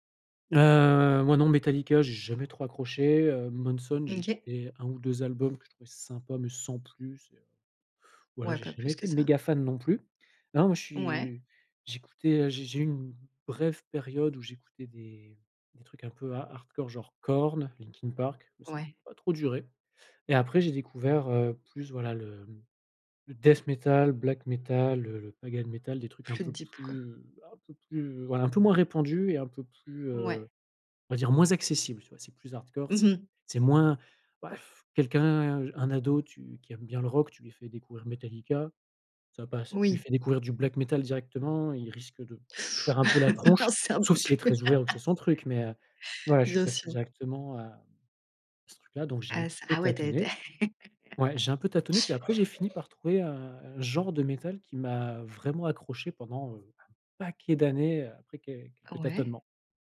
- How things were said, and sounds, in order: in English: "deep"; stressed: "moins"; blowing; other noise; laugh; laughing while speaking: "Ah, c'est un peu plus"; laugh; laugh
- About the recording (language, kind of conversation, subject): French, podcast, Comment tes goûts ont-ils changé avec le temps ?